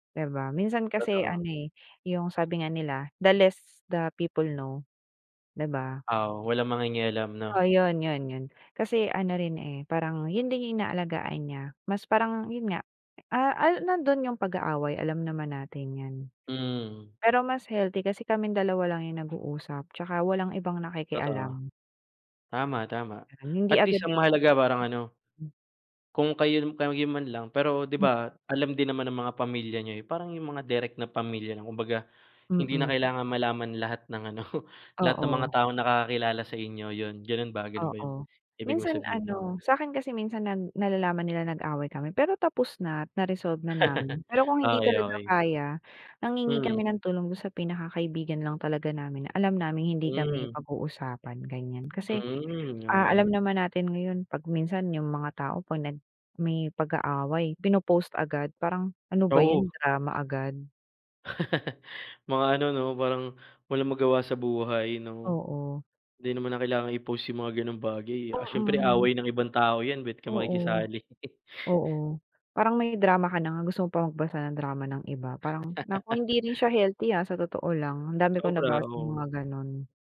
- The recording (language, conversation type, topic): Filipino, unstructured, Sa tingin mo ba, nakapipinsala ang teknolohiya sa mga relasyon?
- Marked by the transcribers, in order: laughing while speaking: "ano"; laugh; laugh; laugh